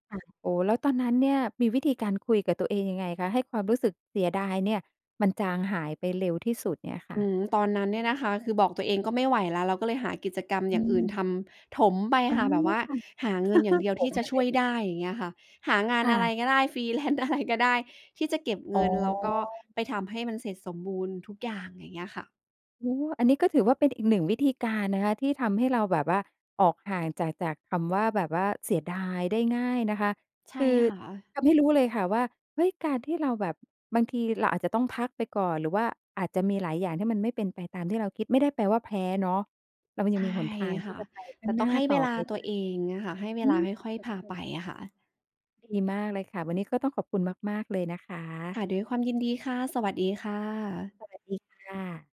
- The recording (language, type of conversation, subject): Thai, podcast, เวลารู้สึกเสียดาย คุณมีวิธีปลอบใจตัวเองอย่างไรบ้าง?
- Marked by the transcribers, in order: chuckle; laughing while speaking: "ฟรีแลนซ์"; in English: "ฟรีแลนซ์"